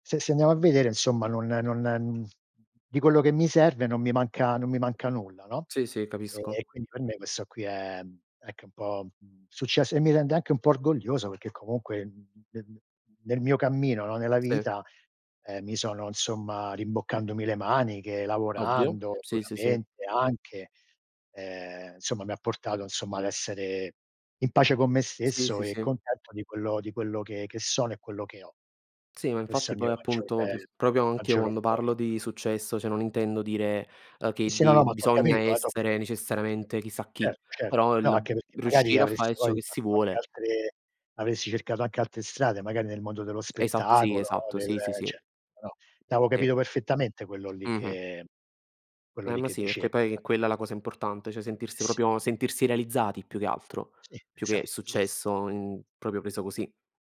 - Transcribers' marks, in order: tapping; other background noise; "proprio" said as "propio"; "t'avevo" said as "aveo"; "proprio" said as "propio"; "proprio" said as "propio"
- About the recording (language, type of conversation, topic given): Italian, unstructured, Che cosa ti fa sentire orgoglioso di te stesso?